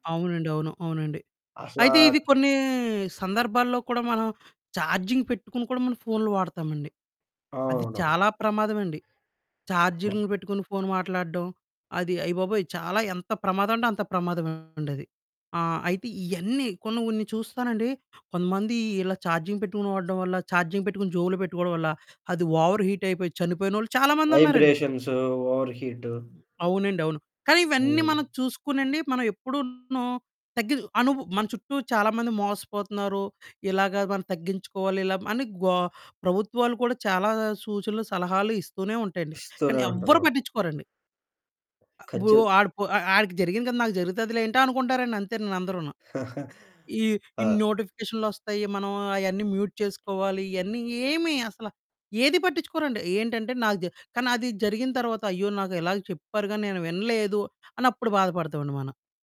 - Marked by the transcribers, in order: in English: "చార్జింగ్"; distorted speech; in English: "ఛార్జింగ్"; in English: "ఛార్జింగ్"; in English: "ఓవర్ హీట్"; other background noise; chuckle; in English: "మ్యూట్"
- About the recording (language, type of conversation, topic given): Telugu, podcast, ఫోన్ వాడకాన్ని తగ్గించడానికి మీరు ఏమి చేస్తారు?